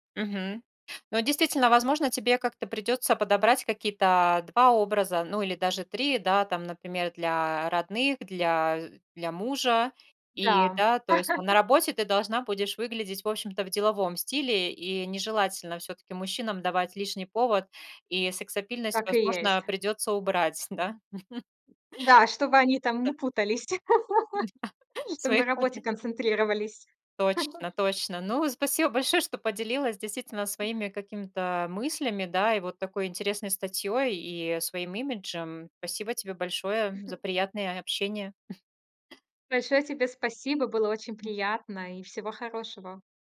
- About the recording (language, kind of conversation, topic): Russian, podcast, Как меняется самооценка при смене имиджа?
- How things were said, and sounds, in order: chuckle; tapping; chuckle; other noise; laughing while speaking: "Да, своих поня"; laugh; chuckle; chuckle; chuckle; other background noise